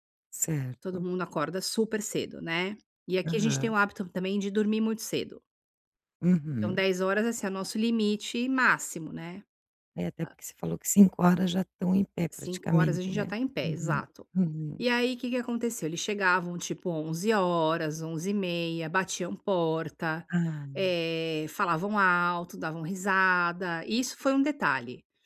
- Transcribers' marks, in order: none
- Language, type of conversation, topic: Portuguese, advice, Como posso estabelecer limites pessoais sem me sentir culpado?